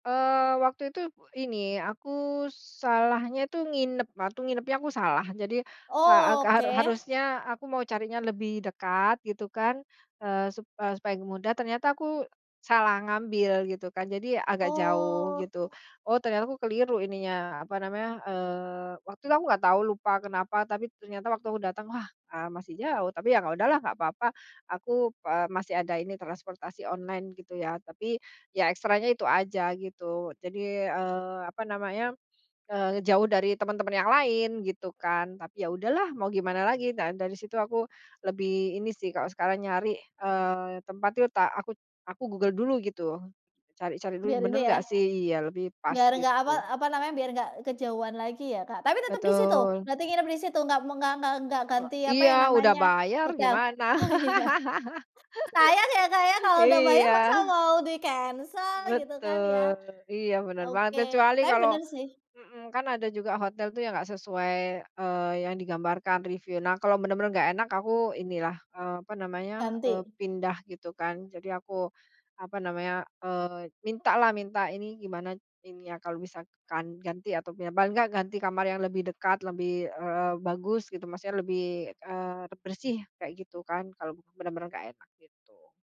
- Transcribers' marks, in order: other background noise; "saat" said as "saak"; laughing while speaking: "Oh iya"; laugh
- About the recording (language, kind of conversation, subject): Indonesian, podcast, Apa pelajaran terpenting yang kamu dapat dari perjalanan solo?